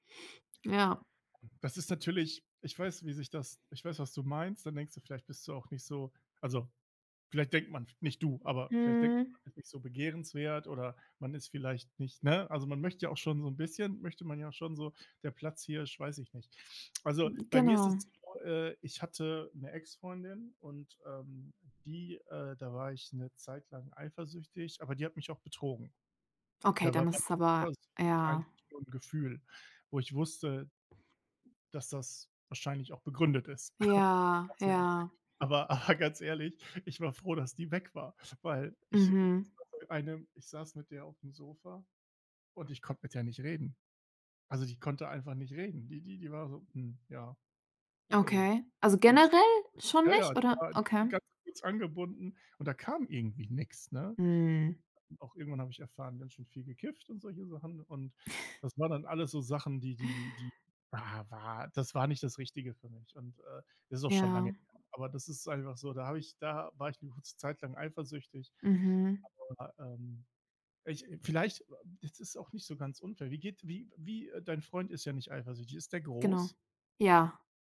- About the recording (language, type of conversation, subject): German, unstructured, Wie reagierst du, wenn dein Partner eifersüchtig ist?
- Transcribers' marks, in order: tapping; scoff; unintelligible speech; chuckle; unintelligible speech; unintelligible speech; snort